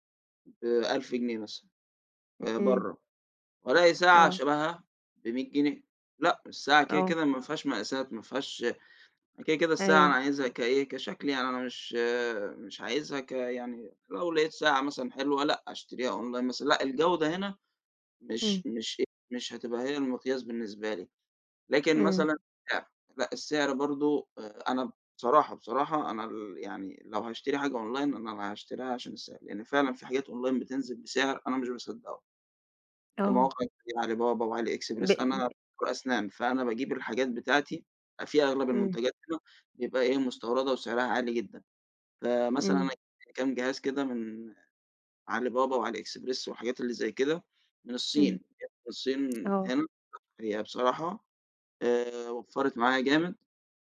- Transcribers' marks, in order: in English: "أونلاين"; in English: "أونلاين"; in English: "أونلاين"; unintelligible speech
- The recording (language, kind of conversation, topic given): Arabic, podcast, بتفضل تشتري أونلاين ولا من السوق؟ وليه؟